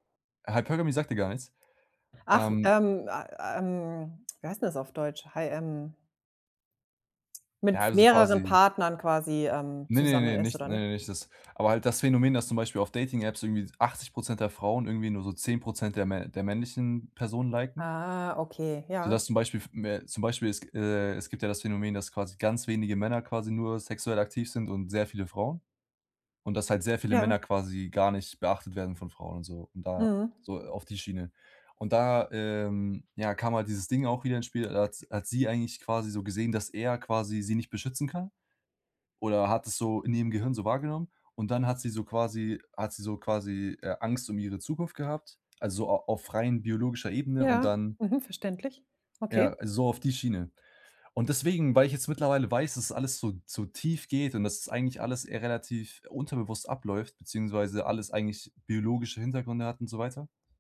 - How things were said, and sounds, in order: put-on voice: "Hypergamy"; in English: "Hypergamy"; other background noise
- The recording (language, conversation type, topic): German, advice, Wie kann ich gelassen bleiben, obwohl ich nichts kontrollieren kann?